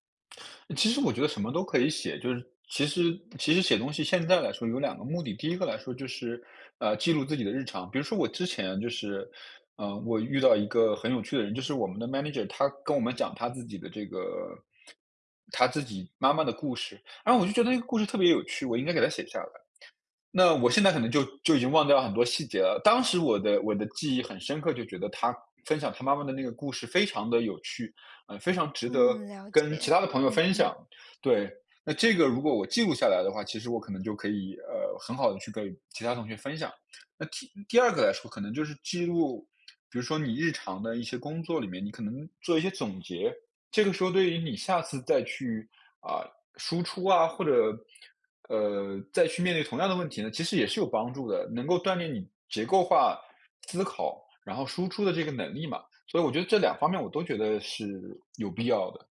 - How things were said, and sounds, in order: in English: "manager"
- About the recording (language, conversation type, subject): Chinese, advice, 在忙碌中如何持续记录并养成好习惯？